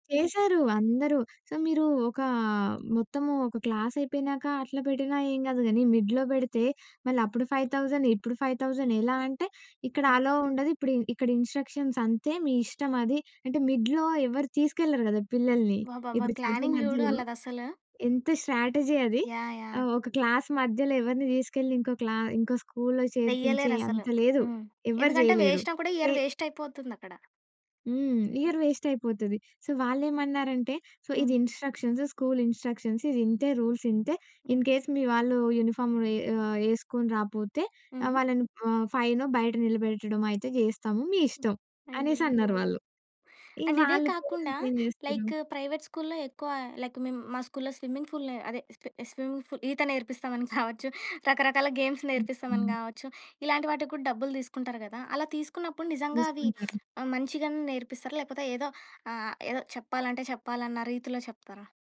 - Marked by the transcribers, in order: in English: "సో"; in English: "క్లాస్"; in English: "మిడ్‌లో"; in English: "ఫైవ్ థౌసండ్"; in English: "ఫైవ్ థౌసండ్"; in English: "అలో"; in English: "ఇన్‌స్ట్రక్షన్స్"; in English: "మిడ్‌లో"; in English: "ప్లానింగ్"; in English: "స్ట్రాటజీ"; in English: "క్లాస్"; in English: "ఇయర్ వేస్ట్"; in English: "ఇయర్ వెస్ట్"; other noise; in English: "సో"; in English: "సో"; in English: "ఇన్‌స్ట్రక్షన్స్"; in English: "ఇన్‌స్ట్రక్షన్స్"; in English: "రూల్స్"; in English: "ఇన్‌కేస్"; in English: "యూనిఫార్మ్"; other background noise; in English: "అండ్"; in English: "లైక్ ప్రైవేట్"; in English: "పేరెంట్స్"; in English: "లైక్"; in English: "స్విమ్మింగ్ పూల్"; in English: "స్విమ్మింగ్ పూల్"; laughing while speaking: "కావచ్చు"; in English: "గేమ్స్"; tapping
- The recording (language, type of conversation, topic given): Telugu, podcast, ప్రైవేట్ పాఠశాలలు, ప్రభుత్వ పాఠశాలల మధ్య తేడా మీకు ఎలా కనిపిస్తుంది?